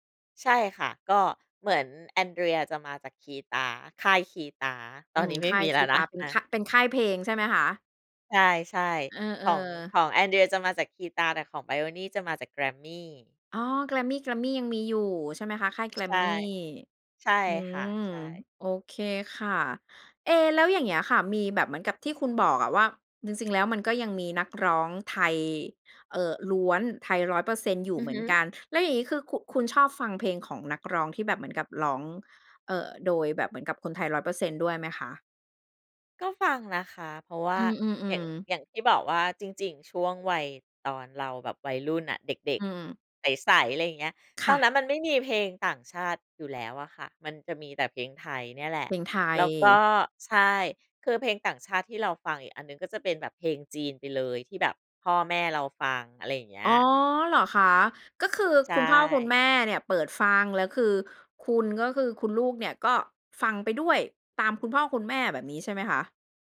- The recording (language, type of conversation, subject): Thai, podcast, คุณยังจำเพลงแรกที่คุณชอบได้ไหม?
- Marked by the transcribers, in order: tapping